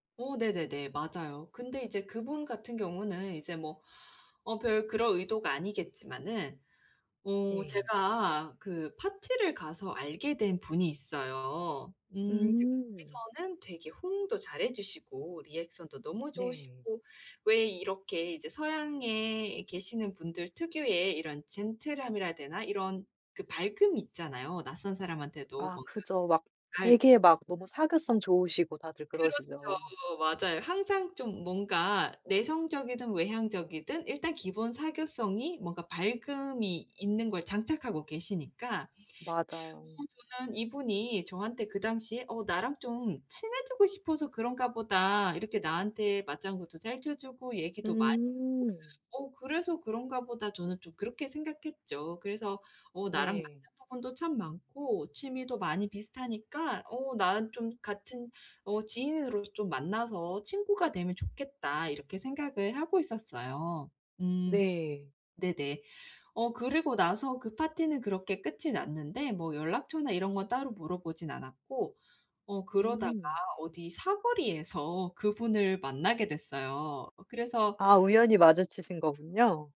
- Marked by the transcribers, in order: tapping; other background noise
- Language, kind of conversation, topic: Korean, advice, 현지 문화를 존중하며 민감하게 적응하려면 어떻게 해야 하나요?